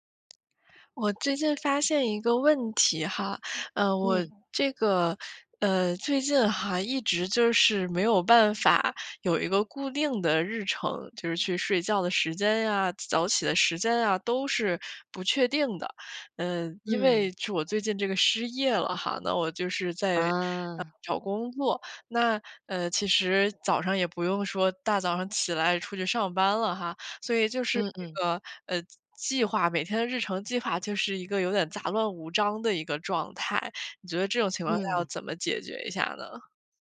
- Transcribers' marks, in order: tapping
- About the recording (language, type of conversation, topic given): Chinese, advice, 我为什么总是无法坚持早起或保持固定的作息时间？